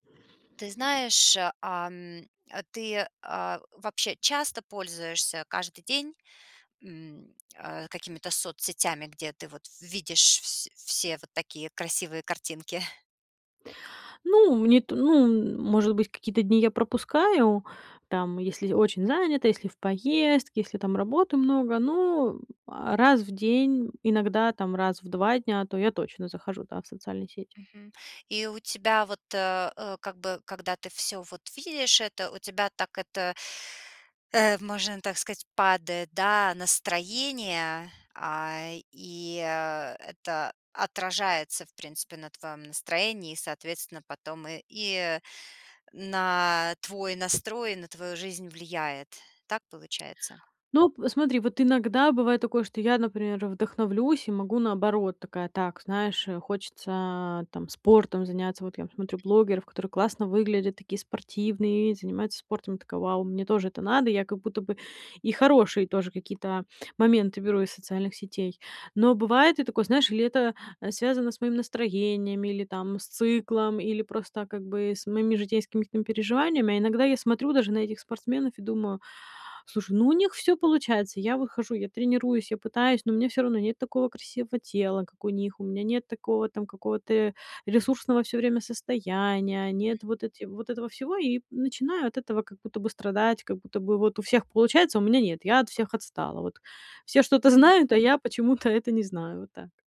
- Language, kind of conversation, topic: Russian, advice, Как справиться с чувством фальши в соцсетях из-за постоянного сравнения с другими?
- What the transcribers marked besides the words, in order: tapping